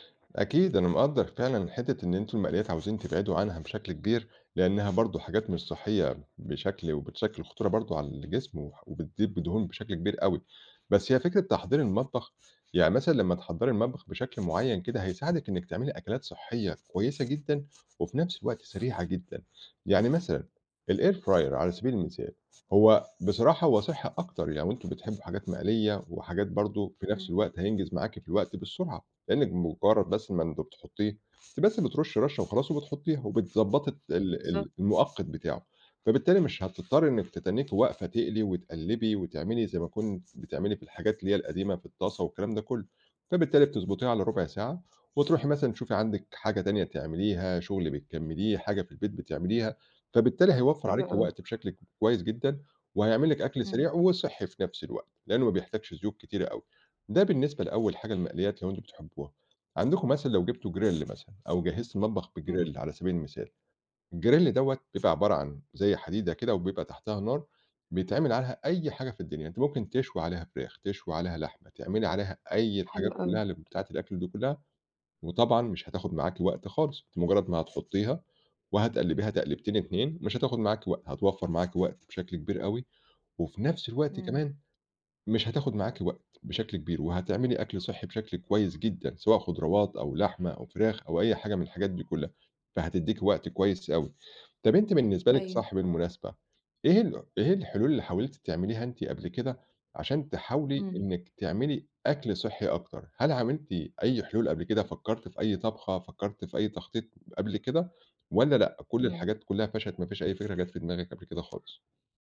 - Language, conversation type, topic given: Arabic, advice, إزاي أقدر أخطط لوجبات صحية مع ضيق الوقت والشغل؟
- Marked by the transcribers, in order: other background noise; in English: "الAir fryer"; in English: "grill"; in English: "بgrill"; in English: "الgrill"